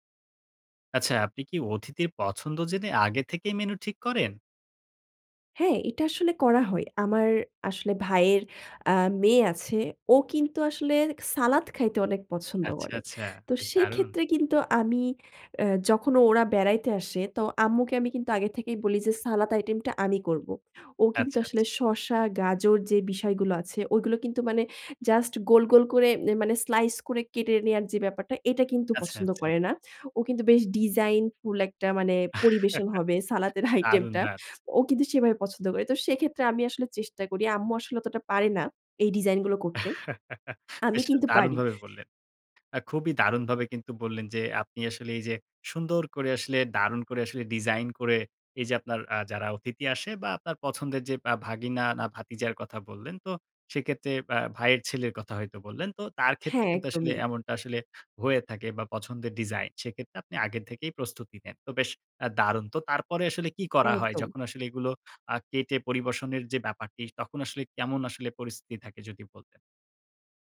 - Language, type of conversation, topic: Bengali, podcast, অতিথি এলে খাবার পরিবেশনের কোনো নির্দিষ্ট পদ্ধতি আছে?
- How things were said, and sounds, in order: other background noise; chuckle; laughing while speaking: "আইটেমটা"; chuckle